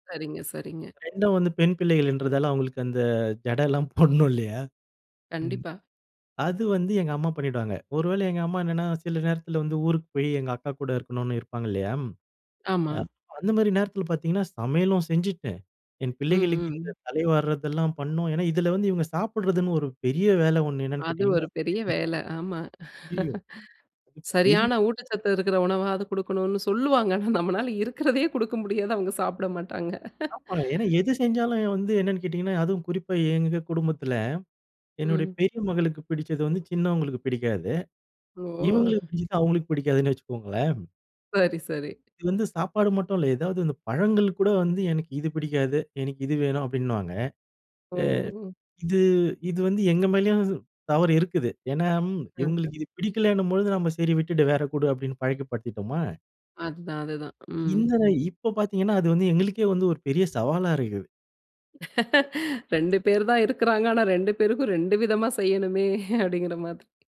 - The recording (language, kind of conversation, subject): Tamil, podcast, வீட்டு வேலைகளை நீங்கள் எந்த முறையில் பகிர்ந்து கொள்கிறீர்கள்?
- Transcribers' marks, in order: laughing while speaking: "போடணும்ல்லையா"; chuckle; unintelligible speech; other background noise; laughing while speaking: "ஆனா, நம்பளல இருக்கிறதையே குடுக்க முடியாது. அவுங்க சாப்பிட மாட்டாங்க"; chuckle; chuckle; laughing while speaking: "அப்பிடிங்கிறமாரி"